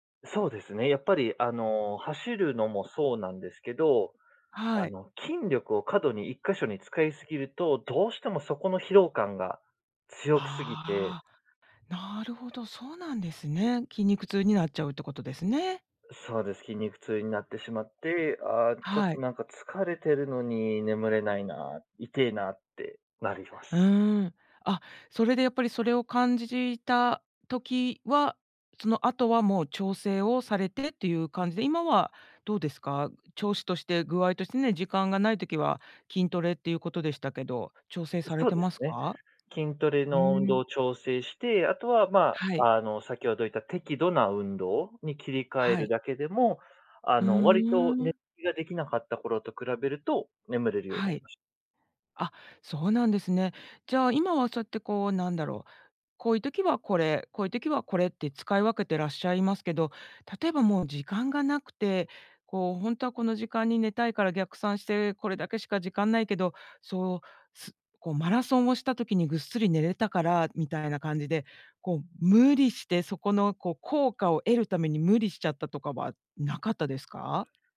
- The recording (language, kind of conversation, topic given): Japanese, podcast, 睡眠の質を上げるために、普段どんな工夫をしていますか？
- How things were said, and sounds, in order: none